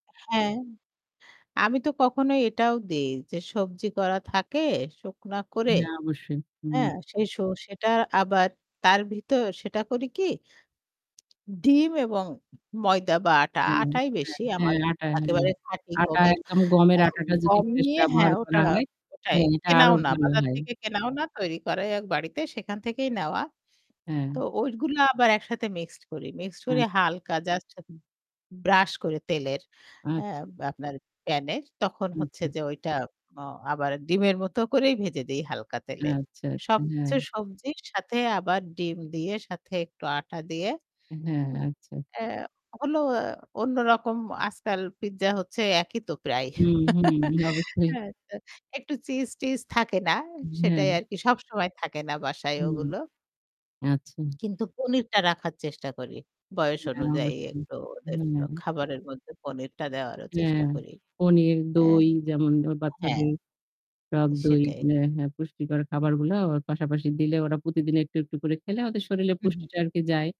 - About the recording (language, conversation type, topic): Bengali, unstructured, শিশুদের জন্য পুষ্টিকর খাবার কীভাবে তৈরি করবেন?
- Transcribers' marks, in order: "শুখনো" said as "শুকনা"; static; "হ্যাঁ" said as "ন্যা"; tapping; giggle; unintelligible speech; "শরীরে" said as "সরিলে"